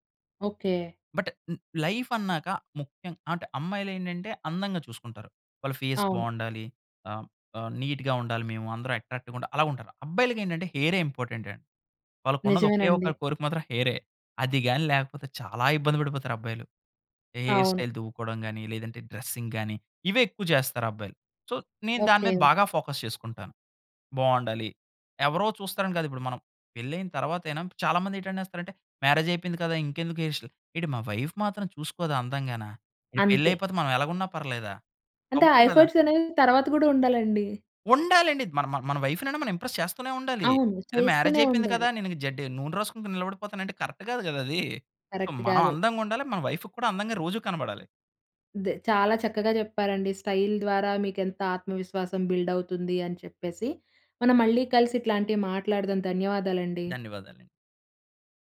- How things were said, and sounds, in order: in English: "బట్"; in English: "లైఫ్"; in English: "ఫేస్"; in English: "నీట్‌గా"; in English: "అట్రాక్టివ్‌గా"; in English: "ఇంపార్టెంట్"; in English: "హెయిర్ స్టైల్"; in English: "డ్రెసింగ్"; in English: "సో"; in English: "ఫోకస్"; in English: "మ్యారేజ్"; in English: "హెయిర్ స్టైల్"; in English: "వైఫ్"; in English: "ఎఫర్ట్స్"; in English: "వైఫ్‌నన్న"; in English: "ఇంప్రెస్"; in English: "మ్యారేజ్"; in English: "కరెక్ట్"; in English: "సో"; in English: "కరెక్ట్"; in English: "వైఫ్‌కి"; in English: "స్టైల్"; in English: "బిల్డ్"
- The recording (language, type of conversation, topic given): Telugu, podcast, స్టైల్‌లో మార్పు చేసుకున్న తర్వాత మీ ఆత్మవిశ్వాసం పెరిగిన అనుభవాన్ని మీరు చెప్పగలరా?